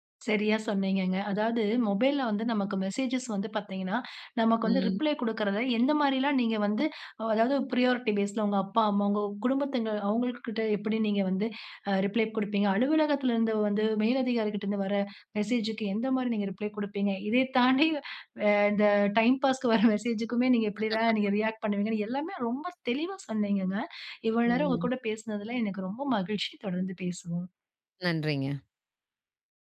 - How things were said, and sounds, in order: in English: "ரிப்ளே"; in English: "பிரையாரிட்டி பேஸ்ல"; in English: "ரிப்ளே"; in English: "மெசேஜ்க்கு"; in English: "ரிப்ளே"; chuckle; in English: "மெசேஜ்க்குமே"; laugh
- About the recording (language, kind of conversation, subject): Tamil, podcast, மொபைலில் வரும் செய்திகளுக்கு பதில் அளிக்க வேண்டிய நேரத்தை நீங்கள் எப்படித் தீர்மானிக்கிறீர்கள்?